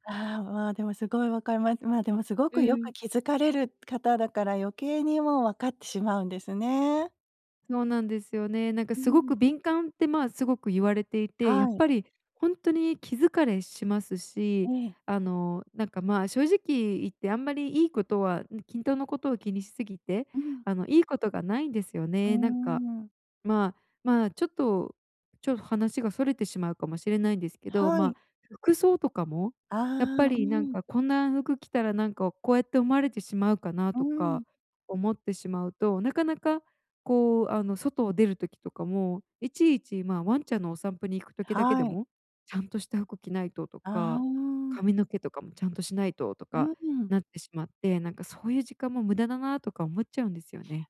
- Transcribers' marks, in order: none
- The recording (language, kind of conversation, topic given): Japanese, advice, 他人の評価を気にしすぎずに生きるにはどうすればいいですか？